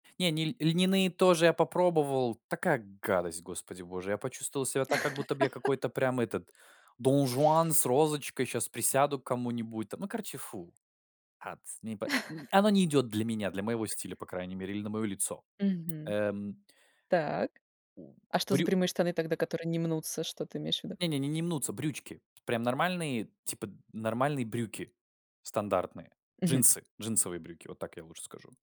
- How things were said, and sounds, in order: disgusted: "такая гадость, господи боже"; laugh; tapping; put-on voice: "донжуан с розочкой"; chuckle; other background noise
- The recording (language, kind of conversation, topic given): Russian, podcast, Испытываешь ли ты давление со стороны окружающих следовать моде?